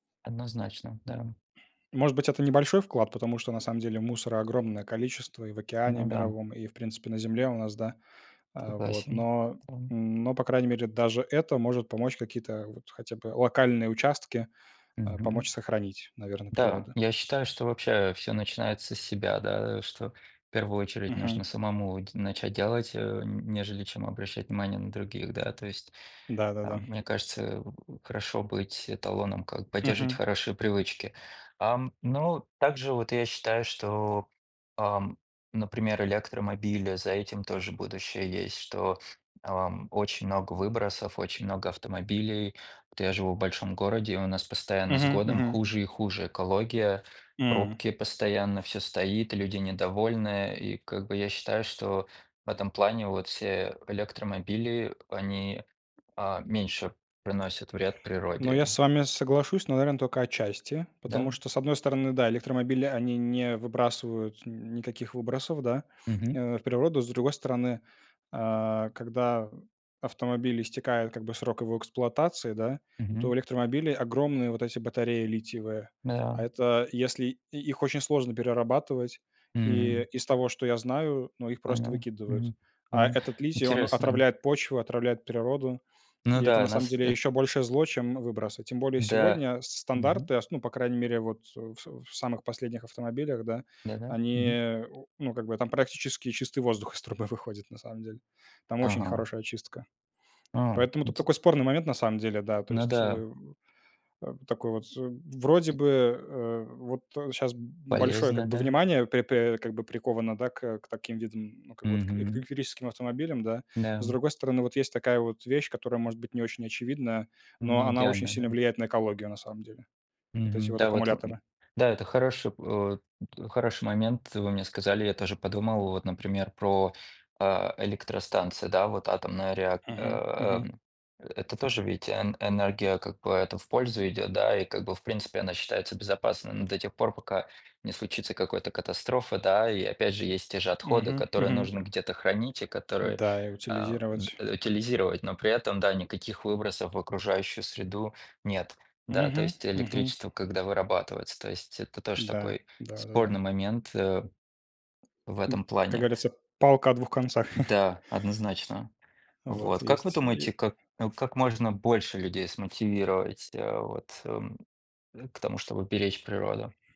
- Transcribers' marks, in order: other background noise; tapping; other noise; chuckle
- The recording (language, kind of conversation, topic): Russian, unstructured, Какие простые действия помогают сохранить природу?